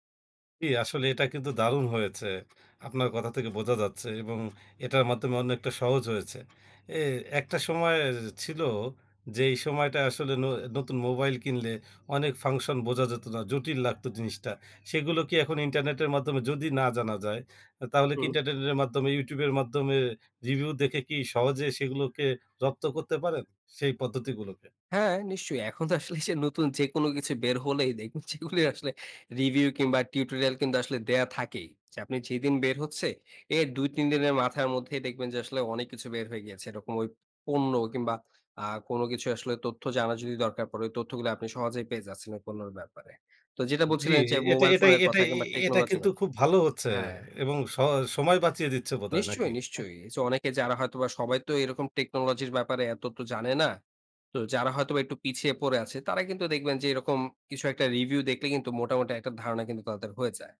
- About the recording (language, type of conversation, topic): Bengali, podcast, কীভাবে জটিল বিষয়গুলোকে সহজভাবে বুঝতে ও ভাবতে শেখা যায়?
- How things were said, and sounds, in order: other background noise; laughing while speaking: "এখন তো আসলে যে নতুন"; laughing while speaking: "যেগুলি আসলে"